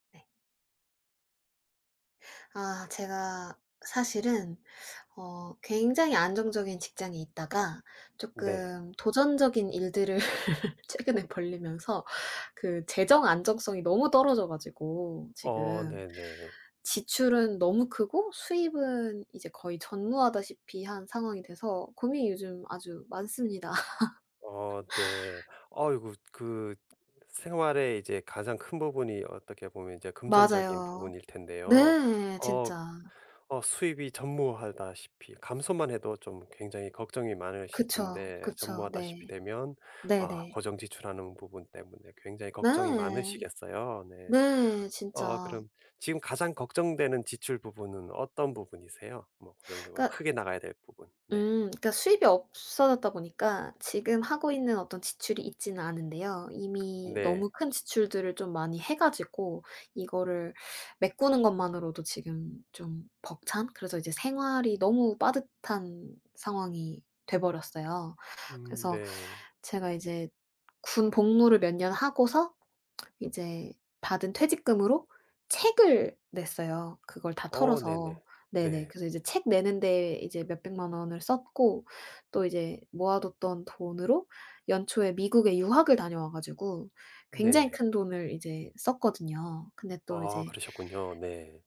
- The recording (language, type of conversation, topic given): Korean, advice, 큰 지출과 수입 감소로 인해 재정적으로 불확실한 상황을 어떻게 해결하면 좋을까요?
- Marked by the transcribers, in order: laughing while speaking: "일들을"; other background noise; laugh; tapping